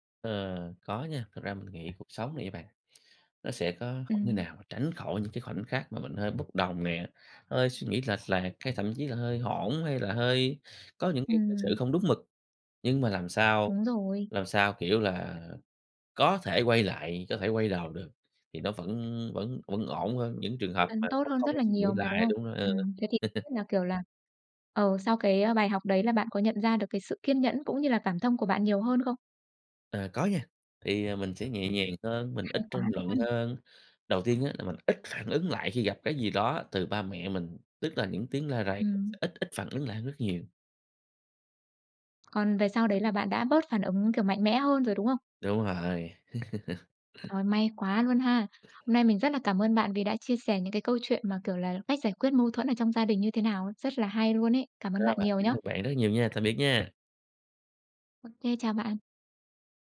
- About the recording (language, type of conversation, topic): Vietnamese, podcast, Bạn có kinh nghiệm nào về việc hàn gắn lại một mối quan hệ gia đình bị rạn nứt không?
- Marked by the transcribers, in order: tapping; chuckle; other background noise; chuckle